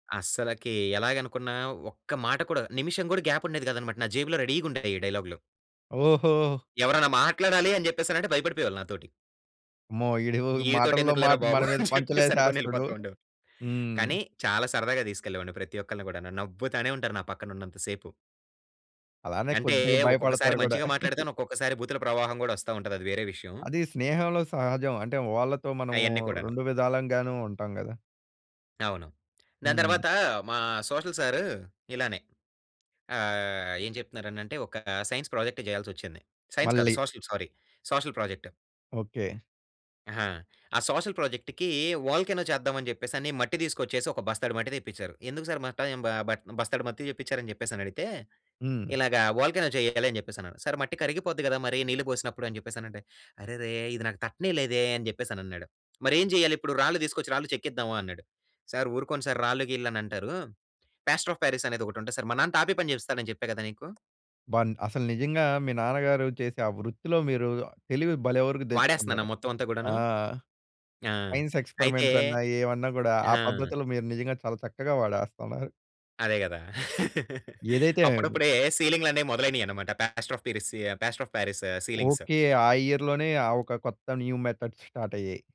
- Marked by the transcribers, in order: in English: "గ్యాప్"; other background noise; laughing while speaking: "అని చెప్పేసి అనుకోనెళ్ళిపోతుండేవాళ్ళు"; chuckle; in English: "సోషల్"; in English: "సైన్స్ ప్రాజెక్ట్ జేయాల్సొచ్చింది. సైన్స్"; in English: "సోషల్ సారీ సోషల్"; in English: "సోషల్ ప్రాజెక్ట్‌కి వోల్కానో"; "మట్టి" said as "మత్తి"; in English: "వోల్కానో"; in English: "పాస్టర్ అఫ్ పారిస్"; tapping; in English: "సైన్స్ ఎక్స్‌పెరిమెంట్స్"; chuckle; in English: "పాస్టర్ ఆఫ్ ఫిరిసు పాస్టర్ ఆఫ్ పారిస్ సీలింగ్స్"; in English: "ఇయర్‌లోనే"; in English: "న్యూ మెథడ్స్ స్టార్ట్"
- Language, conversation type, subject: Telugu, podcast, కొత్త ఆలోచనలు రావడానికి మీరు ఏ పద్ధతులను అనుసరిస్తారు?